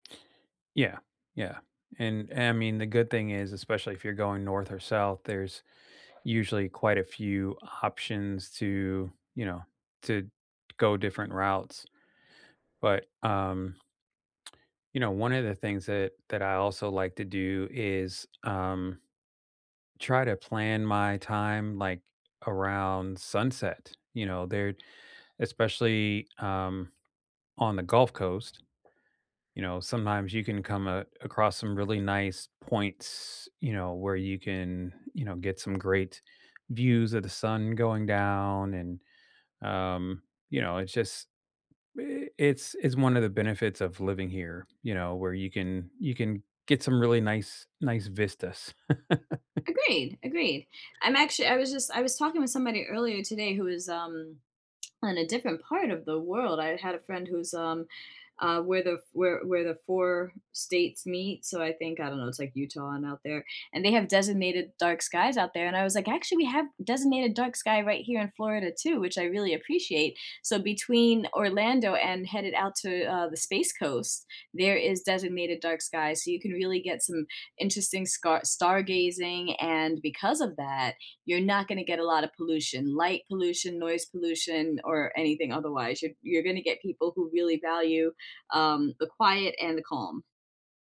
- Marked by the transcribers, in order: tapping; chuckle; other background noise
- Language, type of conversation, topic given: English, unstructured, What local shortcuts help you make any city feel like yours?